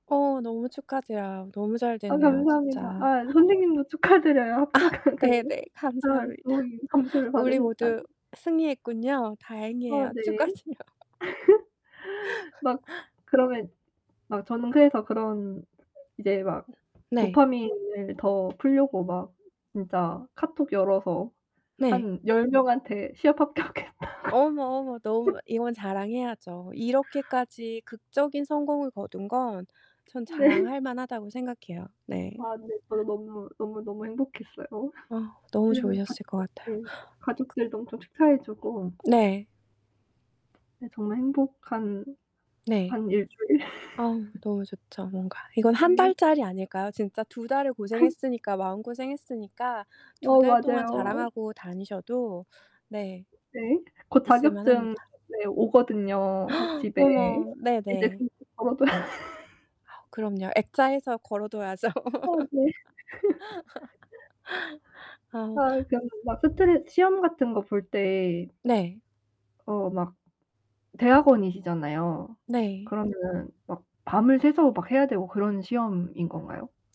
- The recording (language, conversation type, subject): Korean, unstructured, 시험 스트레스는 어떻게 극복하고 있나요?
- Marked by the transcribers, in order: laughing while speaking: "축하드려요. 합격을"; laughing while speaking: "아"; unintelligible speech; laugh; gasp; laughing while speaking: "축하드려요"; laugh; other background noise; distorted speech; laughing while speaking: "합격했다고"; laugh; laughing while speaking: "네"; laughing while speaking: "일 주일?"; laugh; gasp; unintelligible speech; laugh; tapping; laugh